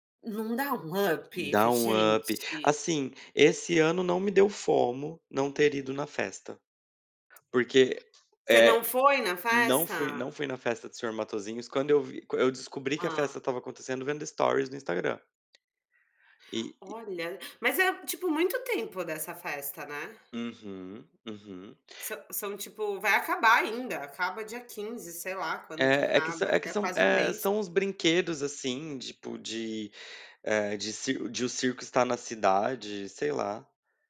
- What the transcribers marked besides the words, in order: in English: "up"; in English: "up"; in English: "FOMO"; other background noise; tapping
- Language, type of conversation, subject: Portuguese, unstructured, Como você equilibra o trabalho e os momentos de lazer?